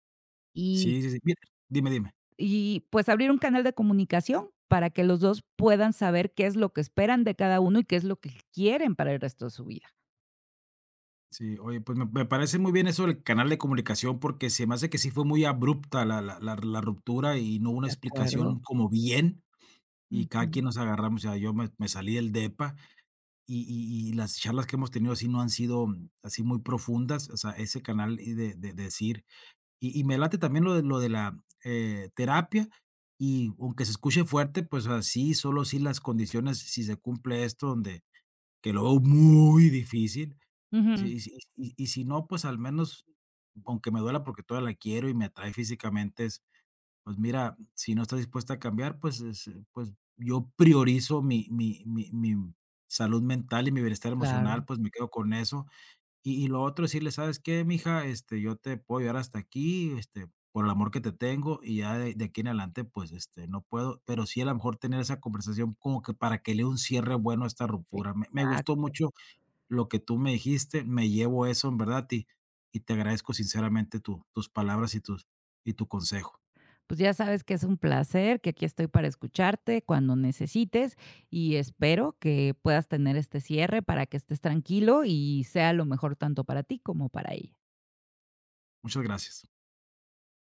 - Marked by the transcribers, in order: none
- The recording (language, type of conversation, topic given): Spanish, advice, ¿Cómo puedo afrontar una ruptura inesperada y sin explicación?
- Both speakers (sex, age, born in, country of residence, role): female, 50-54, Mexico, Mexico, advisor; male, 45-49, Mexico, Mexico, user